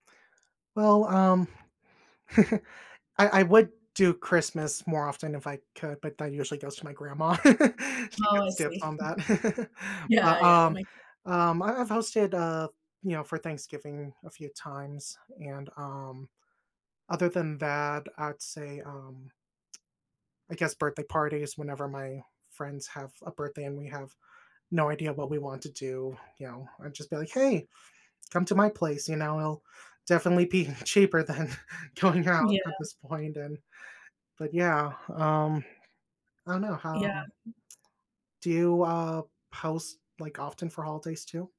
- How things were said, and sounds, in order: chuckle; laugh; chuckle; laughing while speaking: "be cheaper than going out at this point and"; other background noise
- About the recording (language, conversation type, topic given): English, unstructured, How can you design your home around food and friendship to make hosting feel warmer and easier?
- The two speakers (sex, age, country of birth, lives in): female, 25-29, United States, United States; male, 25-29, United States, United States